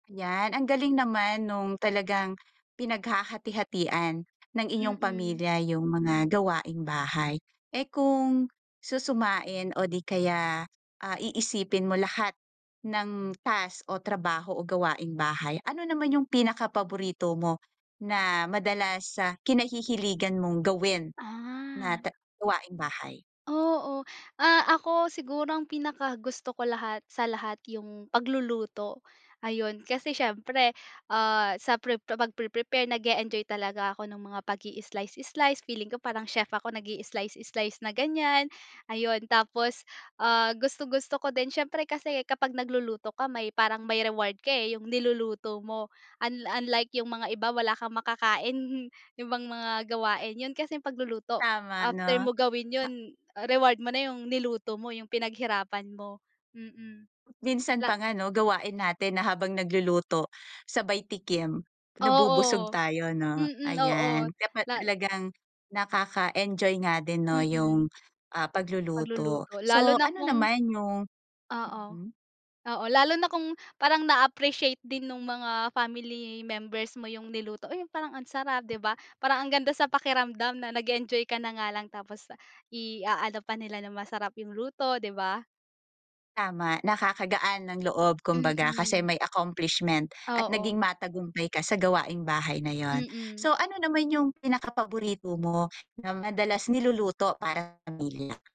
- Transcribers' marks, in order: other background noise; chuckle; in English: "family members"; in English: "accomplishment"
- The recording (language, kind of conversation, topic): Filipino, podcast, Paano ninyo pinaghahati-hatian sa pamilya ang mga gawaing bahay?